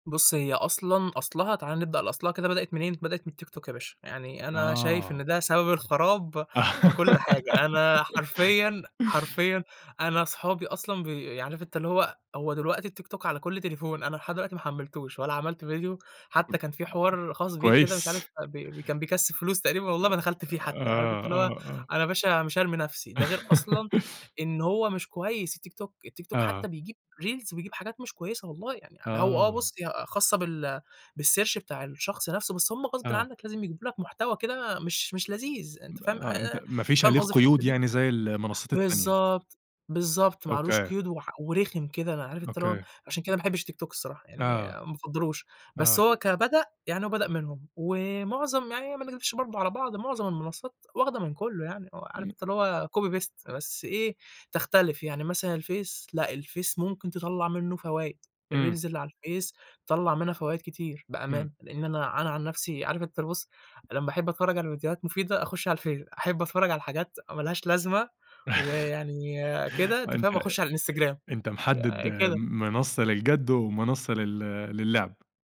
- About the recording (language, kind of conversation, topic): Arabic, podcast, ظاهرة الفيديوهات القصيرة
- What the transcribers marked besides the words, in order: giggle; other noise; tapping; laugh; in English: "Reels"; in English: "بالsearch"; in English: "copy، paste"; in English: "الReels"; chuckle